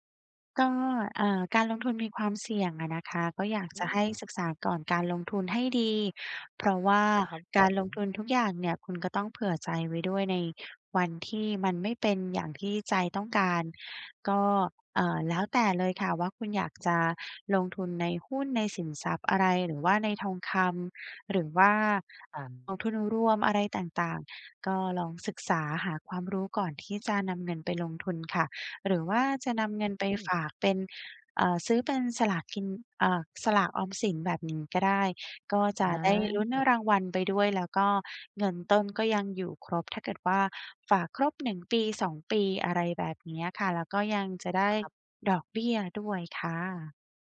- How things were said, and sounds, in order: tapping; other background noise
- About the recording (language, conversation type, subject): Thai, advice, จะทำอย่างไรให้สนุกกับวันนี้โดยไม่ละเลยการออมเงิน?